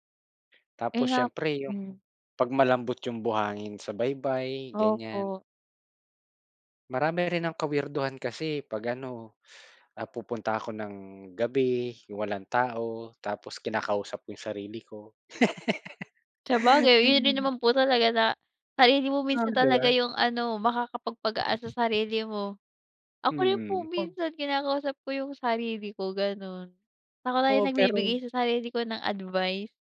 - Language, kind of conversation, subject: Filipino, unstructured, Ano ang mga simpleng bagay na nagpapagaan ng pakiramdam mo?
- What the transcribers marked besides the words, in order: laugh